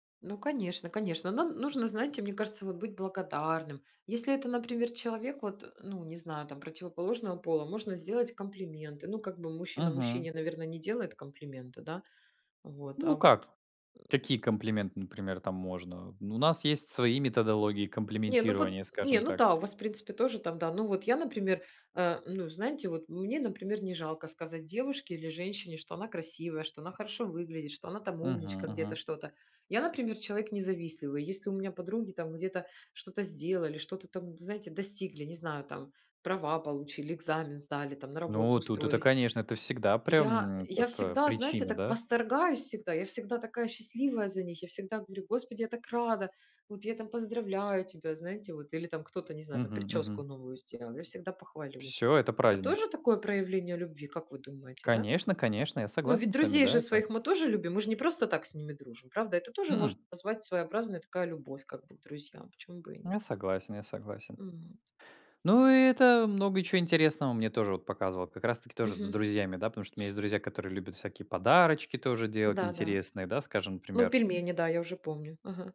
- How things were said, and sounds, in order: grunt
- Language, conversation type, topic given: Russian, unstructured, Как выражать любовь словами и действиями?